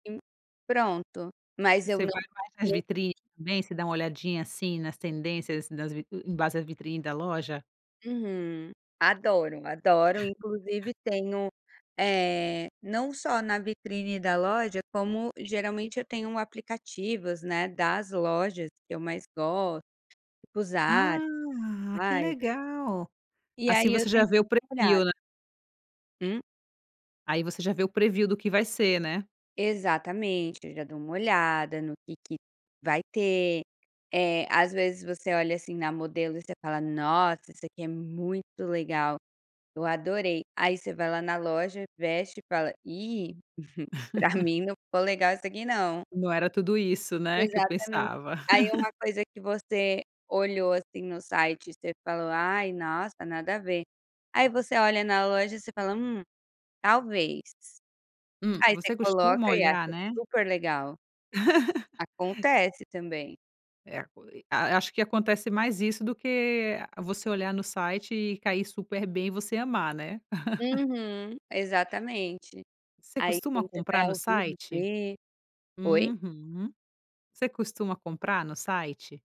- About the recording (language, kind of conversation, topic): Portuguese, podcast, De onde você tira inspiração para se vestir?
- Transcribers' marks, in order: unintelligible speech; chuckle; tapping; in English: "preview"; in English: "preview"; laugh; chuckle; laugh; laugh